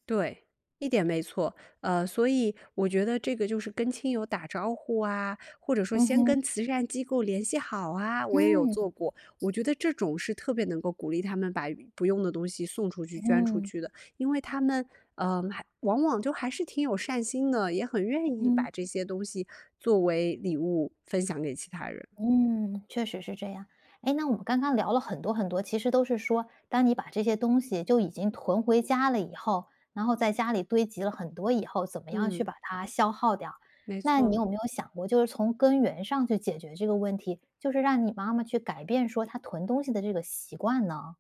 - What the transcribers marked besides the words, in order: other background noise
- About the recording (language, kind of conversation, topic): Chinese, podcast, 当家里有人爱囤东西时，你通常会怎么和对方沟通？